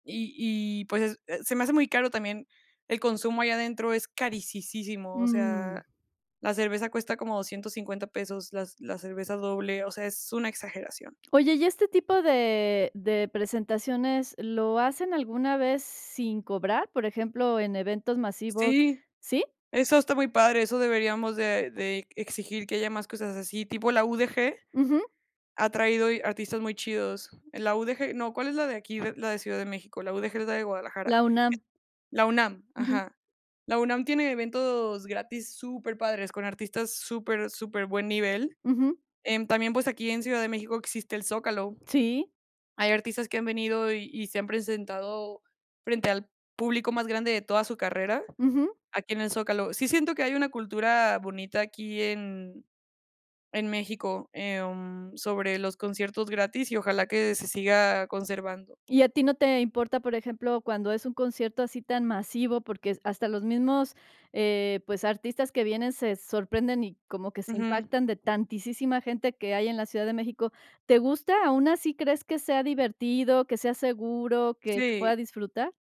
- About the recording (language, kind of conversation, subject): Spanish, podcast, ¿Cómo influye el público en tu experiencia musical?
- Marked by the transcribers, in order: other background noise